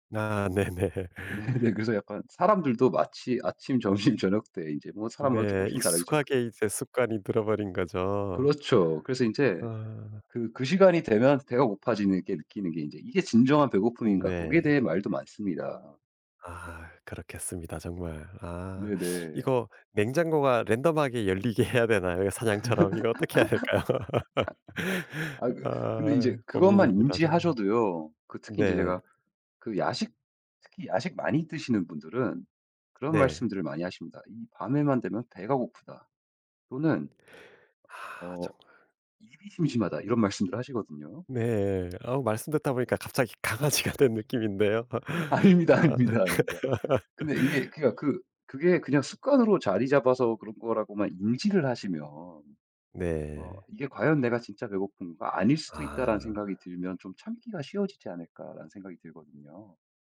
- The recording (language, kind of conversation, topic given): Korean, advice, 잠들기 전에 스크린을 보거나 야식을 먹는 습관을 어떻게 고칠 수 있을까요?
- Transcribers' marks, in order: other background noise; laughing while speaking: "네네"; laughing while speaking: "네네"; laughing while speaking: "점심"; laughing while speaking: "해야"; laugh; laughing while speaking: "해야 할까요?"; laugh; laughing while speaking: "강아지가 된 느낌인데요. 어"; laughing while speaking: "아닙니다, 아닙니다, 아닙니다"; laugh